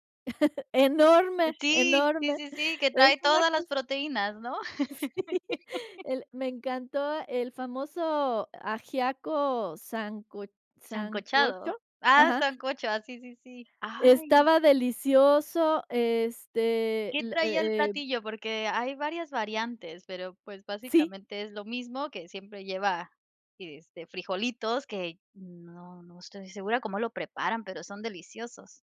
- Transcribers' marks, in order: chuckle; laughing while speaking: "Sí"; laugh
- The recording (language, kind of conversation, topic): Spanish, podcast, ¿Puedes contarme sobre un viaje que empezó mal, pero luego terminó mejorando?
- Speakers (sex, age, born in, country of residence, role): female, 40-44, Mexico, Mexico, host; female, 60-64, Mexico, Mexico, guest